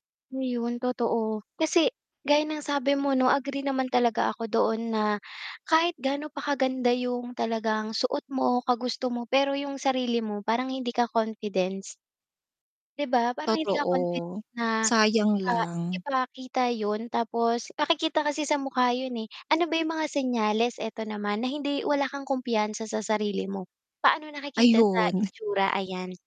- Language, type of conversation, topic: Filipino, podcast, Paano mo ipinapakita ang kumpiyansa mo sa pamamagitan ng pananamit mo?
- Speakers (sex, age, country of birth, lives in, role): female, 25-29, Philippines, Philippines, host; female, 55-59, Philippines, Philippines, guest
- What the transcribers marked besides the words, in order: other background noise; distorted speech; static